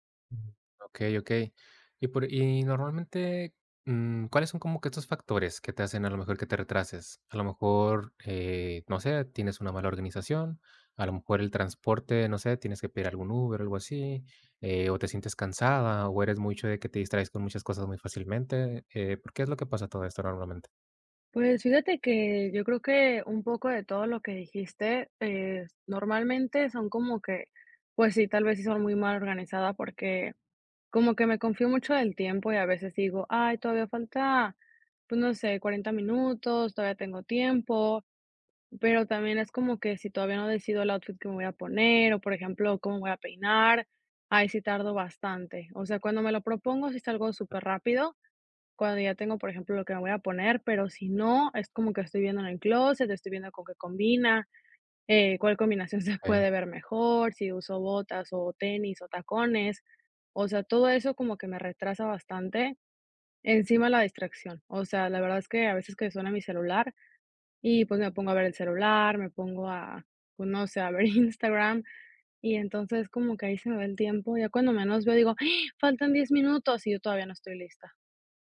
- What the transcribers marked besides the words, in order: chuckle; gasp
- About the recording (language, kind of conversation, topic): Spanish, advice, ¿Cómo puedo dejar de llegar tarde con frecuencia a mis compromisos?